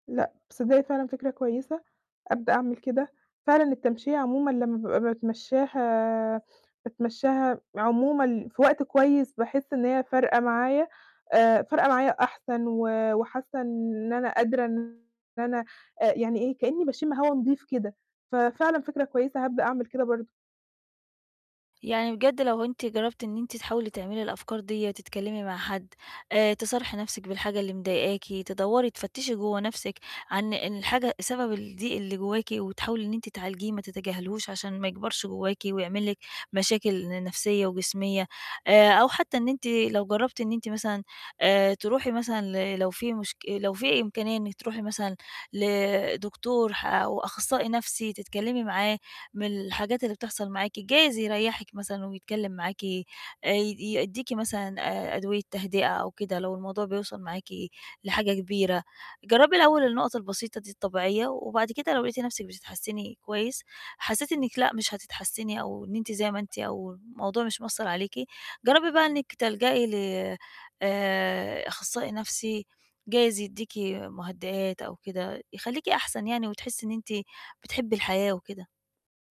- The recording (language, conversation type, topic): Arabic, advice, إيه الخطوات الصغيرة اللي أقدر أبدأ بيها دلوقتي عشان أرجّع توازني النفسي؟
- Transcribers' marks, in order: sniff; distorted speech; tapping; other background noise